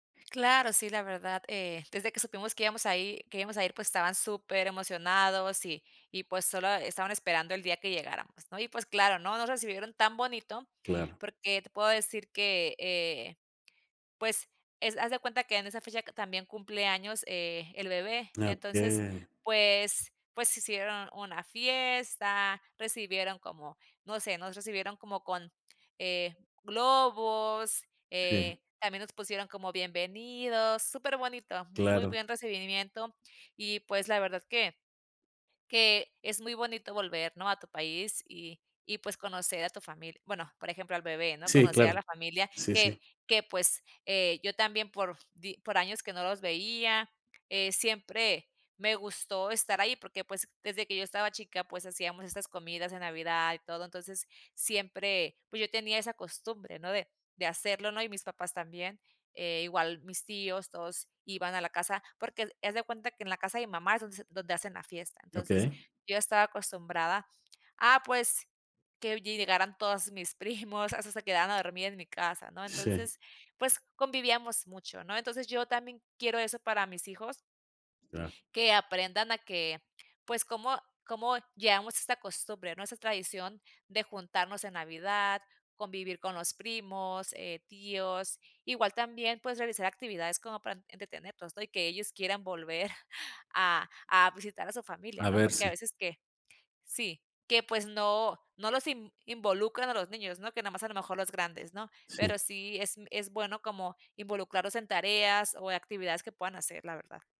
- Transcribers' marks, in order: chuckle; other background noise; chuckle
- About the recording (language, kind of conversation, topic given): Spanish, podcast, ¿Qué tradiciones ayudan a mantener unidos a tus parientes?